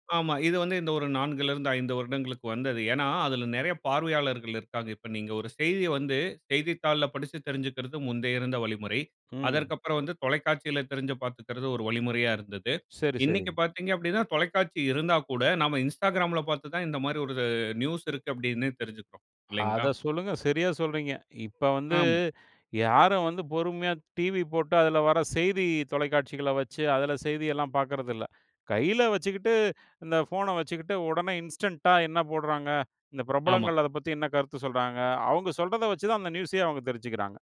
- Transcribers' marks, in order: tapping; other background noise; drawn out: "ஒரு"; other noise; in English: "இன்ஸ்டன்ட்டா"; in English: "நியூஸ்"
- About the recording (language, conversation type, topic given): Tamil, podcast, பிரபலங்கள் தரும் அறிவுரை நம்பத்தக்கதா என்பதை நீங்கள் எப்படி தீர்மானிப்பீர்கள்?